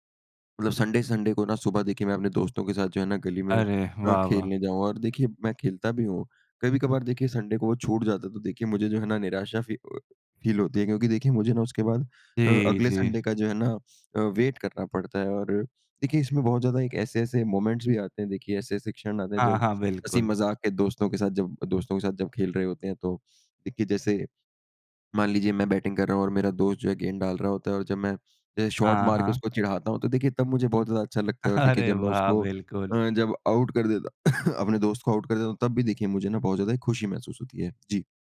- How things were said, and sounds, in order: in English: "संडे-संडे"; in English: "संडे"; in English: "फ़ील"; in English: "संडे"; in English: "वेट"; in English: "मोमेंट्स"; other background noise; in English: "बैटिंग"; in English: "शॉर्ट"; laughing while speaking: "अरे, वाह!"; tapping; cough
- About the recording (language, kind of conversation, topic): Hindi, podcast, कौन सा शौक आपको सबसे ज़्यादा सुकून देता है?
- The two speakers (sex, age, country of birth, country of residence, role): male, 20-24, India, India, host; male, 55-59, India, India, guest